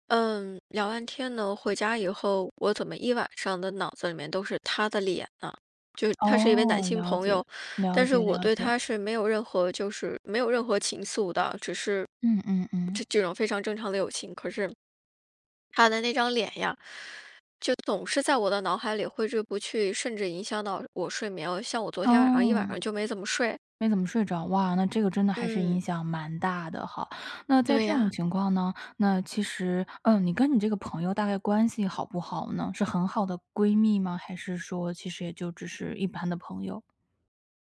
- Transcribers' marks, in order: other background noise
- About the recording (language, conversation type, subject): Chinese, advice, 你能描述一次因遇到触发事件而重温旧有创伤的经历吗？